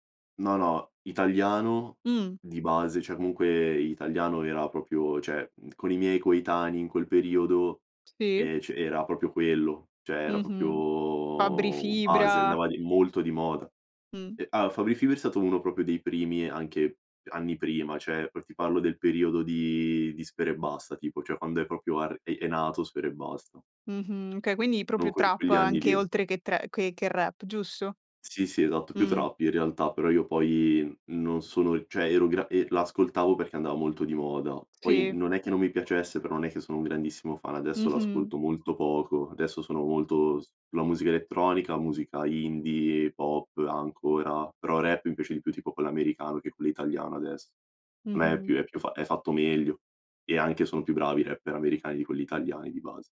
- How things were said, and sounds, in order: "proprio" said as "propio"; "cioè" said as "ceh"; tapping; "proprio" said as "propio"; "cioè" said as "ceh"; "proprio" said as "popio"; "proprio" said as "propio"; "proprio" said as "propio"
- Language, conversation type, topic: Italian, podcast, Come è cambiato nel tempo il tuo gusto musicale?